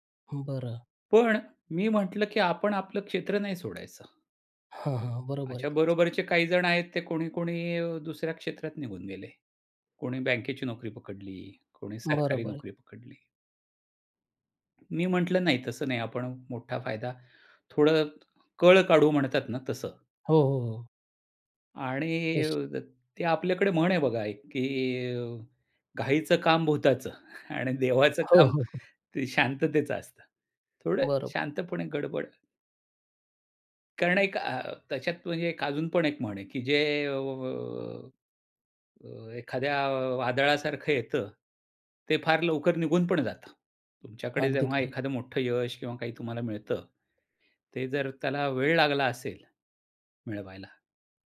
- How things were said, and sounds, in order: tapping; chuckle
- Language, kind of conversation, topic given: Marathi, podcast, थोडा त्याग करून मोठा फायदा मिळवायचा की लगेच फायदा घ्यायचा?